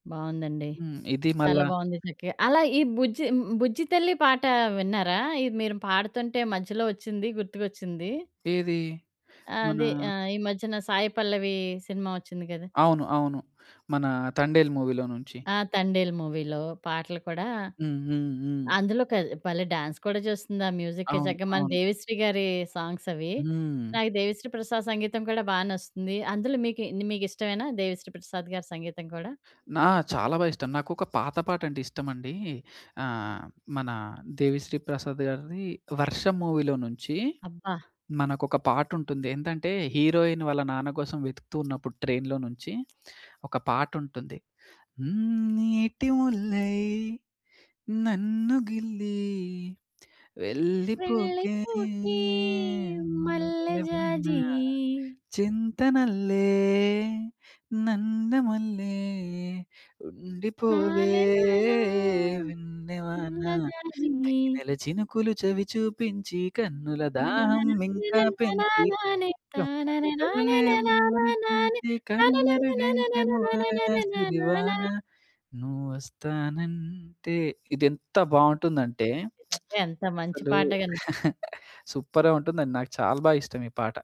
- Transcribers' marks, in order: other background noise; in English: "మూవీలో"; in English: "మూవీలో"; in English: "డాన్స్"; in English: "మ్యూజిక్‌కి"; in English: "మూవీలో"; in English: "హీరోయిన్"; singing: "వెళ్ళిపోకే మల్లె జాజి"; singing: "నీటి ముల్లై, నన్ను గిల్లి వెళ్ళిపోకే … తనువార సిరివాన. నువ్వొస్తానంటే"; singing: "లాల లాలా సన్నజాజి"; singing: "నన నా నన నా నా … నన నానా నా"; lip smack; chuckle; in English: "సూపర్‌గ"; other noise
- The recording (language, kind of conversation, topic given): Telugu, podcast, కొత్త సంగీతాన్ని కనుగొనడంలో ఇంటర్నెట్ మీకు ఎంతవరకు తోడ్పడింది?